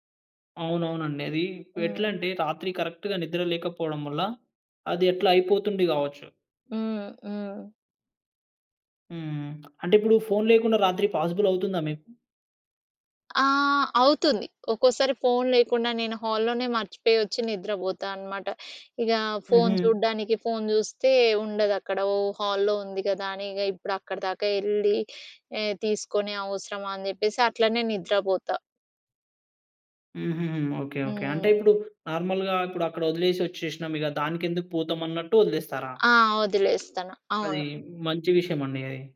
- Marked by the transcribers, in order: in English: "కరెక్ట్‌గా"; lip smack; in English: "పాజిబుల్"; in English: "హాల్"; in English: "హాల్‌లో"; in English: "నార్మల్‌గా"
- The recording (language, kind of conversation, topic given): Telugu, podcast, రాత్రి పడుకునే ముందు మొబైల్ ఫోన్ వాడకం గురించి మీ అభిప్రాయం ఏమిటి?